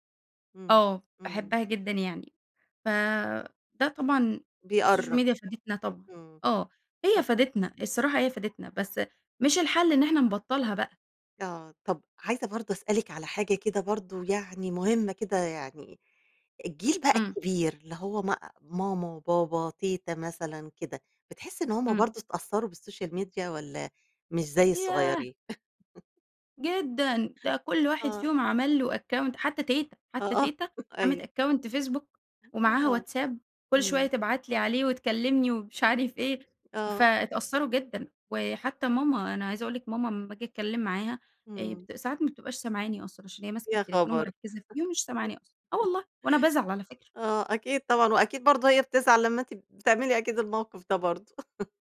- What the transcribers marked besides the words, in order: in English: "السوشيال ميديا"; tapping; chuckle; laughing while speaking: "آه"; in English: "account"; laughing while speaking: "آه آه أيوه"; in English: "account"; tsk; laughing while speaking: "يا خبر! آه أكيد طبعًا … الموقف ده برضه"; unintelligible speech; chuckle
- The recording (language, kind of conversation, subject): Arabic, podcast, إزاي السوشيال ميديا بتأثر على علاقات العيلة؟